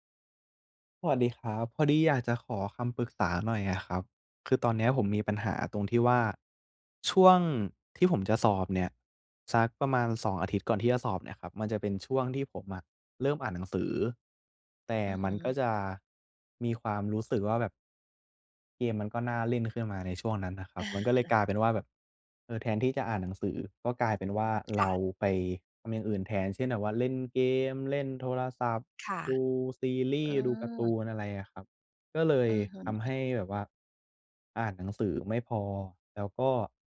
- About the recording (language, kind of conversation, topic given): Thai, advice, ฉันจะหยุดทำพฤติกรรมเดิมที่ไม่ดีต่อฉันได้อย่างไร?
- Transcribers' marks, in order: tapping; chuckle; other background noise